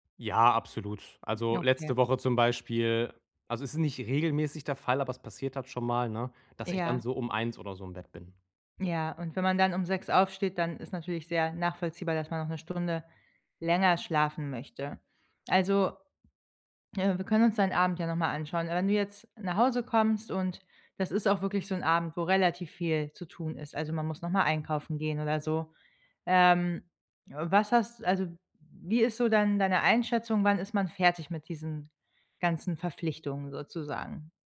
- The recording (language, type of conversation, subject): German, advice, Wie kann ich beim Training langfristig motiviert bleiben?
- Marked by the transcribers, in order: none